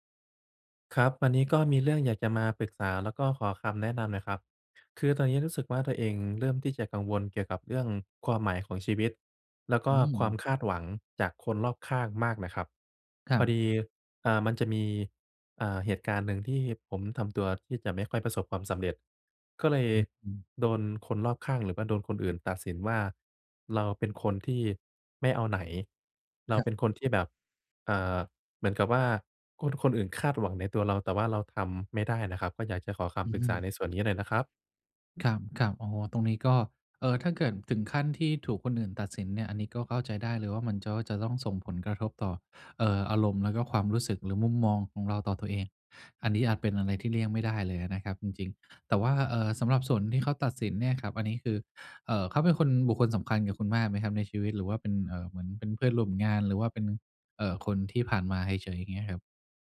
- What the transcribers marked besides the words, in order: tapping; "มันก็" said as "จ๊อ"; other background noise
- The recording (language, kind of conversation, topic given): Thai, advice, จะรับมือกับความกลัวว่าจะล้มเหลวหรือถูกผู้อื่นตัดสินได้อย่างไร?